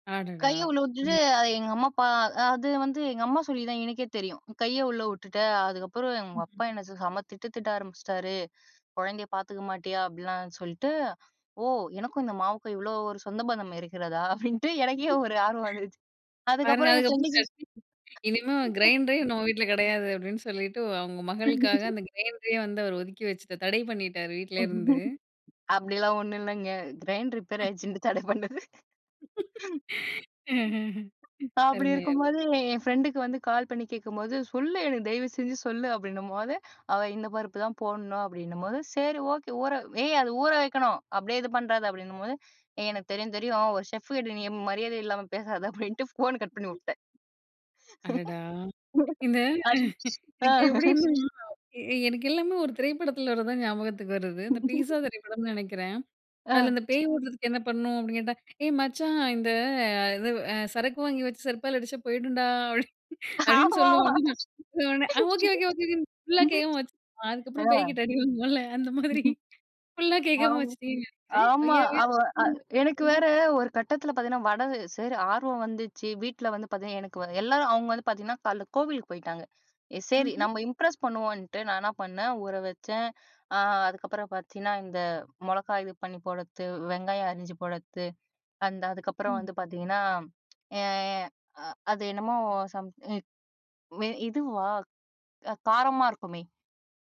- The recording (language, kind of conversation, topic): Tamil, podcast, சமையல் செய்யும்போது உங்களுக்கு மிகவும் சந்தோஷம் தந்த ஒரு நினைவைக் பகிர்ந்து கொள்ள முடியுமா?
- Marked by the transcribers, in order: laugh; laughing while speaking: "அப்படின்ட்டு"; laugh; laugh; unintelligible speech; laughing while speaking: "ஆயிடுச்சுன்னு தடை பண்ணது"; chuckle; laugh; in English: "செஃப்"; chuckle; other background noise; laughing while speaking: "அப்டின்ட்டு"; laughing while speaking: "இதுக்கு எப்டின்னா"; laugh; unintelligible speech; laughing while speaking: "ஆ"; laugh; laughing while speaking: "ஆமாமா"; laughing while speaking: "உடனே ஆ ஓகே ஓகே ஓகே … வாங்குவான்ல! அந்த மாரி"; laugh; chuckle; unintelligible speech; "காலைல" said as "கால்ல"; in English: "இம்ப்ரெஸ்"; "போடுறது" said as "போடத்து"; "போடுறது" said as "போடத்து"; in English: "சம்"